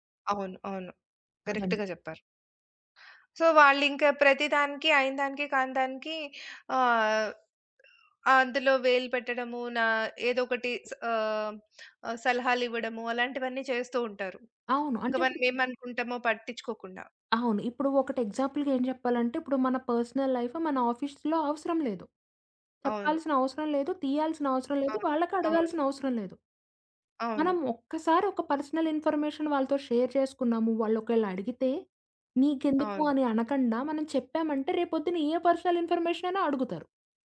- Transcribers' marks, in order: in English: "కరెక్ట్‌గా"; in English: "సో"; other background noise; in English: "ఎగ్జాంపుల్‌గా"; in English: "పర్సనల్ లైఫ్"; in English: "ఆఫీస్‌లో"; in English: "పర్సనల్ ఇన్‌ఫ‌ర్‌మేషన్"; in English: "షేర్"; in English: "పర్సనల్ ఇన్‌ఫర్‌మేషనైనా"
- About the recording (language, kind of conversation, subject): Telugu, podcast, ఎవరైనా మీ వ్యక్తిగత సరిహద్దులు దాటితే, మీరు మొదట ఏమి చేస్తారు?